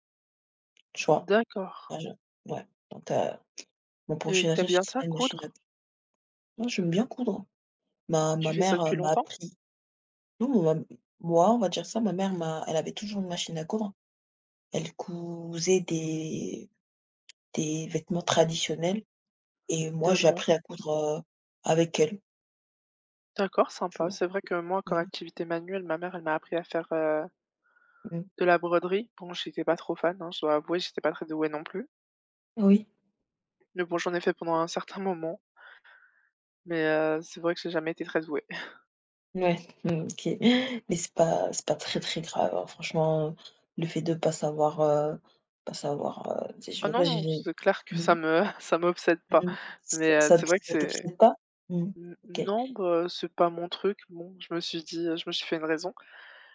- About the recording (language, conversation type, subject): French, unstructured, Comment éviter de trop ruminer des pensées négatives ?
- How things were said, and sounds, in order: other background noise; tsk; tapping; chuckle; chuckle